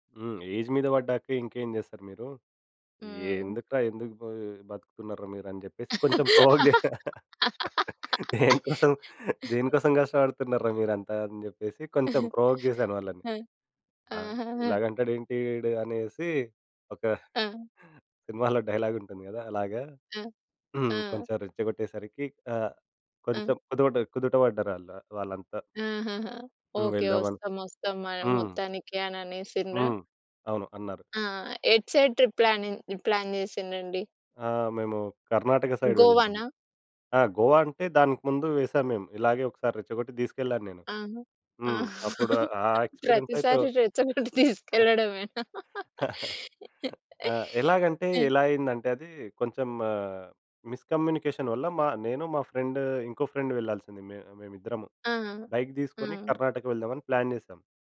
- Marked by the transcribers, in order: in English: "ఏజ్"; laugh; laughing while speaking: "ప్రోవోక్ చేసా. దేని కోసం, దేనికోసం కష్టపడుతున్నార్రా మీరంతా?"; in English: "ప్రోవోక్"; chuckle; in English: "ప్రోవోక్"; laughing while speaking: "సినిమాలో డైలాగ్ ఉంటుంది కదా!"; in English: "డైలాగ్"; in English: "సైడ్ ట్రిప్ ప్లానింగ్ ప్లాన్"; in English: "సైడ్"; laughing while speaking: "ప్రతిసారి రెచ్చకొట్టి తీసుకెళ్ళడమేనా?"; in English: "ఎక్స్‌పిరియన్స్"; laugh; in English: "మిస్ కమ్యూనికేషన్"; in English: "ఫ్రెండ్"; in English: "ఫ్రెండ్"; in English: "ప్లాన్"
- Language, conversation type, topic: Telugu, podcast, ఆసక్తి కోల్పోతే మీరు ఏ చిట్కాలు ఉపయోగిస్తారు?